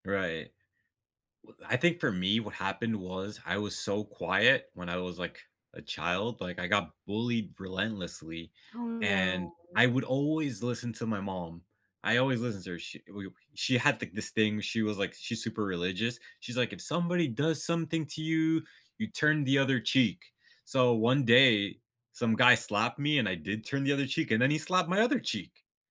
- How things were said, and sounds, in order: background speech; tapping
- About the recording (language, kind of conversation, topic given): English, unstructured, What’s a memory that still makes you feel angry with someone?
- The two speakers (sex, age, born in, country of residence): female, 30-34, United States, United States; male, 40-44, United States, United States